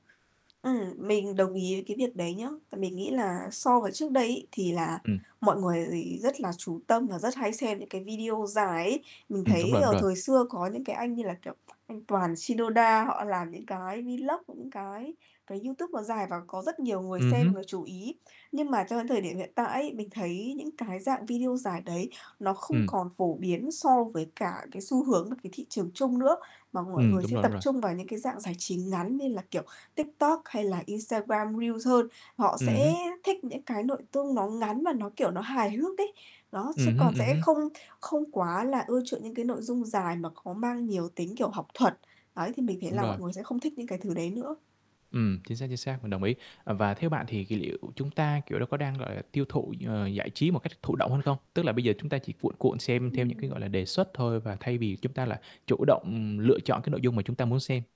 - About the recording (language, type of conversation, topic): Vietnamese, podcast, Mạng xã hội đã thay đổi cách chúng ta tiêu thụ nội dung giải trí như thế nào?
- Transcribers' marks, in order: tapping; static; distorted speech